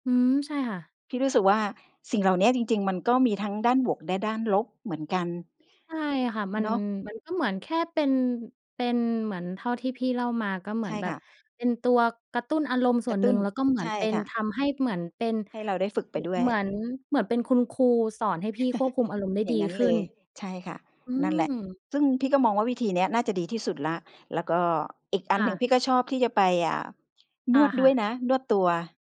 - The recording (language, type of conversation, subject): Thai, podcast, คุณมีวิธีจัดการกับความเครียดอย่างไรบ้าง?
- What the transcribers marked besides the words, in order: other background noise; laugh; tapping